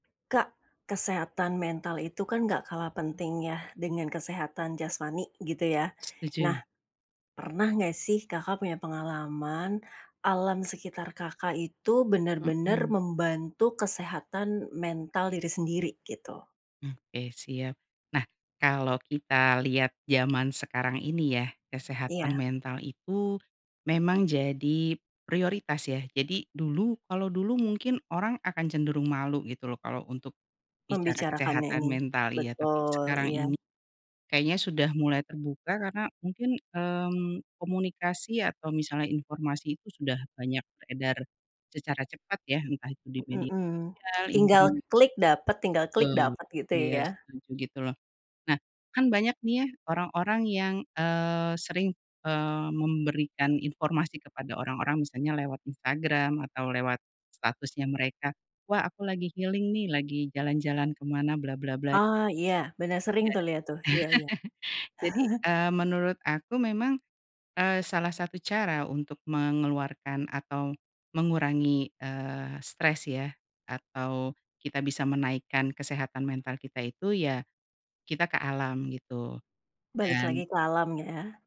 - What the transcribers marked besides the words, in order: in English: "healing"; chuckle
- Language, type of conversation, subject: Indonesian, podcast, Bagaimana alam membantu kesehatan mentalmu berdasarkan pengalamanmu?